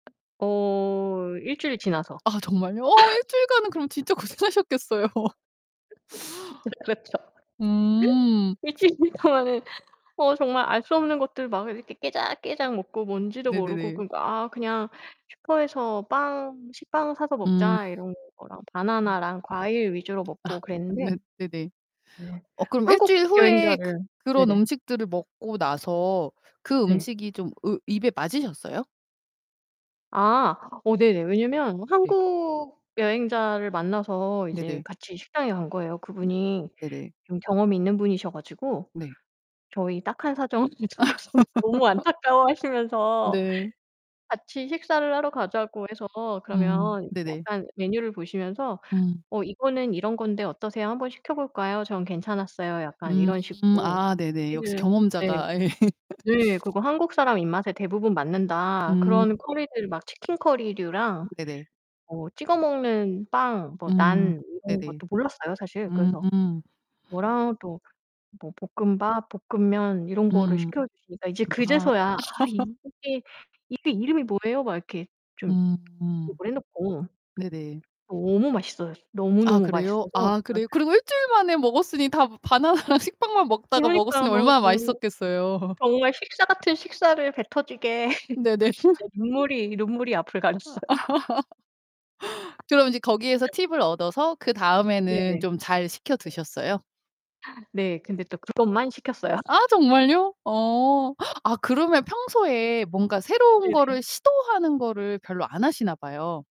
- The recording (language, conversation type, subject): Korean, podcast, 음식 덕분에 잊지 못하게 된 여행 경험이 있나요?
- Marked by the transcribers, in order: laugh; other background noise; laughing while speaking: "고생하셨겠어요"; laugh; laughing while speaking: "진짜 그렇죠. 일주일 동안은"; laugh; distorted speech; tapping; laughing while speaking: "아"; laughing while speaking: "사정을 듣고서"; laugh; unintelligible speech; laughing while speaking: "예"; static; laugh; unintelligible speech; laughing while speaking: "바나나랑"; laughing while speaking: "맛있었겠어요?"; laugh; laughing while speaking: "진짜"; laugh; laughing while speaking: "가렸어요"; laugh